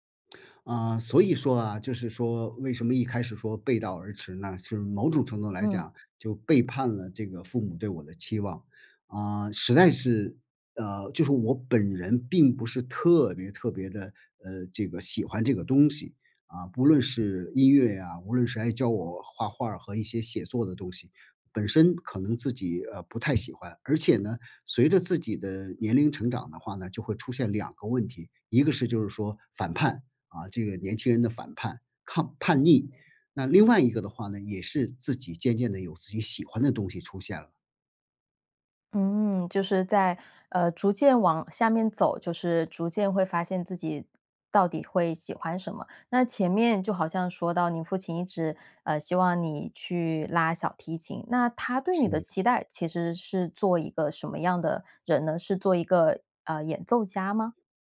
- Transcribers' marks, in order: lip smack
- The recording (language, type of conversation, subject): Chinese, podcast, 父母的期待在你成长中起了什么作用？